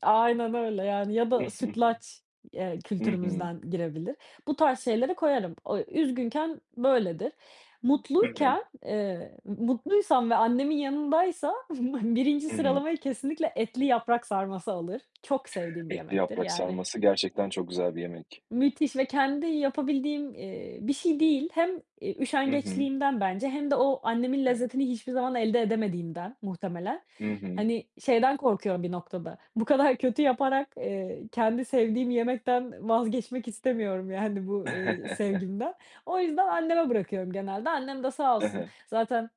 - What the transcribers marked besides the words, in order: chuckle; other background noise; chuckle; chuckle
- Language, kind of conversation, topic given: Turkish, podcast, Senin için gerçek bir konfor yemeği nedir?